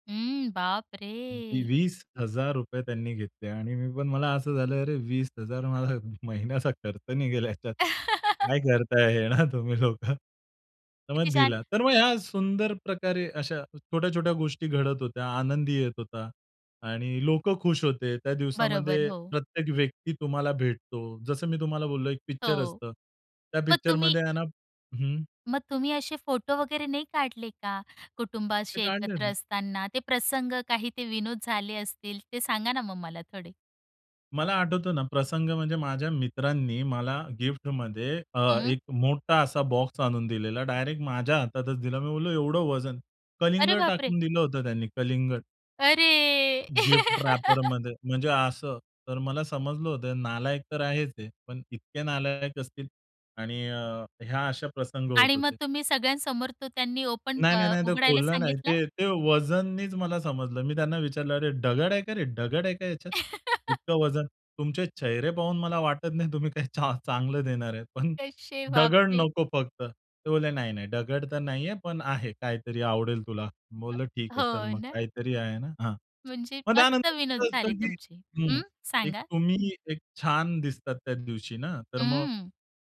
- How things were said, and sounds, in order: unintelligible speech; laughing while speaking: "मला महिन्याचा खर्च निघेल ह्याच्यात"; chuckle; laughing while speaking: "हे ना तुम्ही लोकं?"; other noise; drawn out: "अरे"; in English: "गिफ्ट रॅपरमध्ये"; laugh; in English: "ओपन"; "दगड" said as "डगड"; chuckle; "दगड" said as "डगड"; laughing while speaking: "तुम्ही काही चा चांगलं देणार आहेत"; "दगड" said as "डगड"; "दगड" said as "डगड"; other background noise; unintelligible speech
- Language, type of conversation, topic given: Marathi, podcast, लग्नाच्या दिवशीची आठवण सांगशील का?